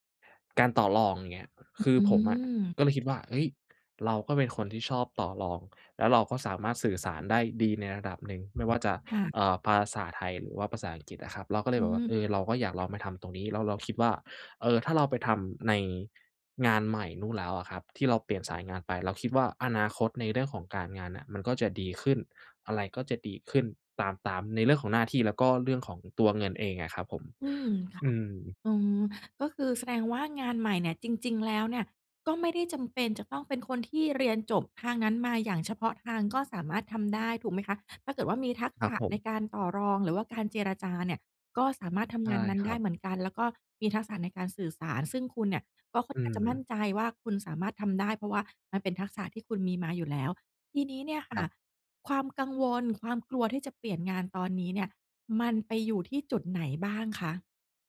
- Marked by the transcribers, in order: other background noise; tapping
- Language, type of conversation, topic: Thai, advice, คุณกลัวอะไรเกี่ยวกับการเริ่มงานใหม่หรือการเปลี่ยนสายอาชีพบ้าง?